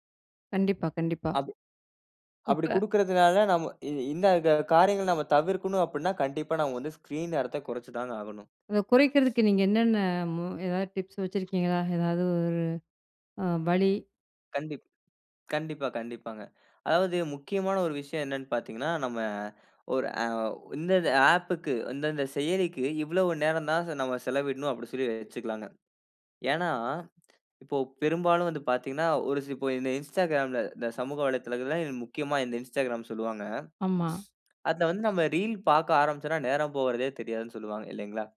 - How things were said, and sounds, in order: in English: "ஸ்கிரீன்"; inhale; other background noise; in English: "டிப்ஸ்"; in English: "ஆப்க்கு"; in English: "இன்ஸ்டாகிராம்ல"; in English: "இன்ஸ்டாகிராம்"; inhale; in English: "ரீல்"
- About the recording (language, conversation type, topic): Tamil, podcast, திரை நேரத்தை எப்படிக் குறைக்கலாம்?